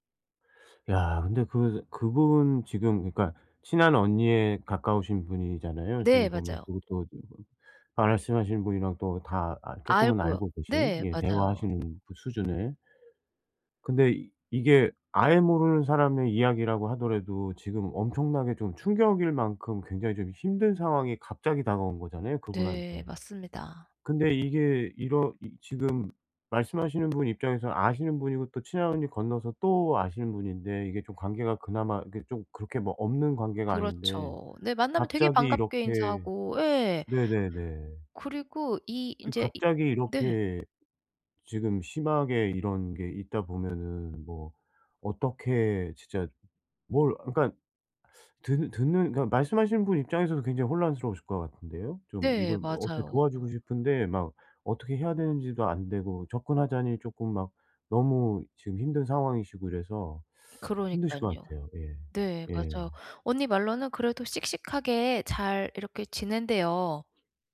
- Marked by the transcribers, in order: tapping; teeth sucking
- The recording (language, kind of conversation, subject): Korean, advice, 가족 변화로 힘든 사람에게 정서적으로 어떻게 지지해 줄 수 있을까요?